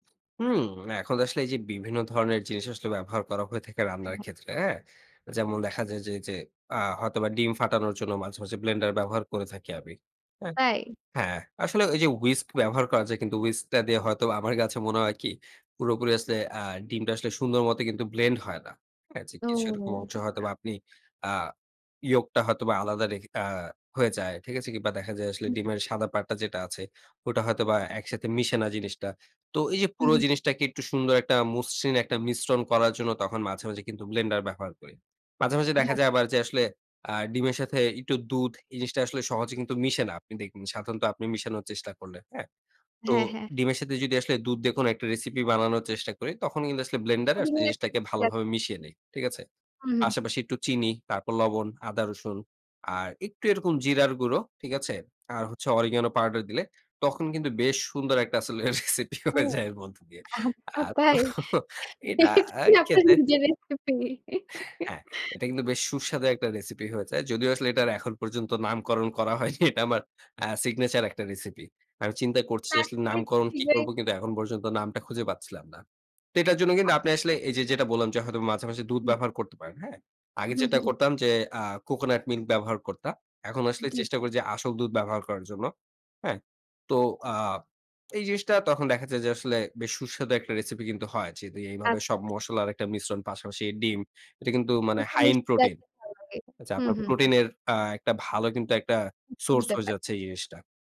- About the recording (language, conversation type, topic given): Bengali, podcast, পুরনো রেসিপিকে কীভাবে আধুনিকভাবে রূপ দেওয়া যায়?
- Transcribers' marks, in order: unintelligible speech; tapping; laughing while speaking: "আচ্ছা তাই? এইটাই আপনার নিজের রেসিপি"; laughing while speaking: "রেসিপি হয়ে যায় এর মধ্য দিয়ে। আর তো"; laugh; laughing while speaking: "হয়নি। এটা আমার"; "করতাম" said as "করতা"; unintelligible speech